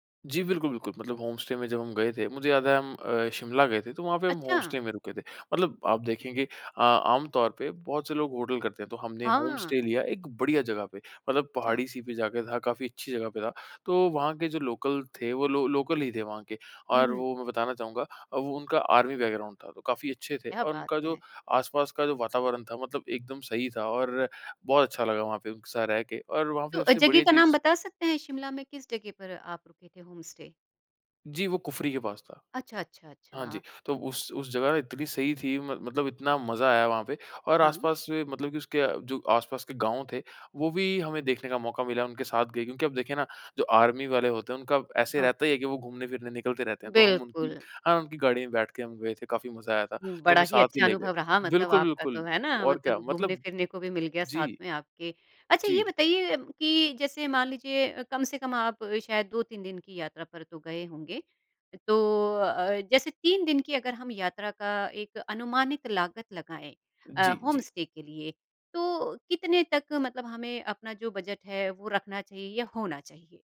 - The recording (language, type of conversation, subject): Hindi, podcast, बजट में यात्रा करने के आपके आसान सुझाव क्या हैं?
- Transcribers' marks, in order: in English: "होम स्टे"; in English: "होम स्टे"; in English: "होम स्टे"; in English: "लो लोकल"; in English: "आर्मी बैकग्राउंड"; in English: "होम स्टे?"; in English: "आर्मी"; in English: "होम स्टे"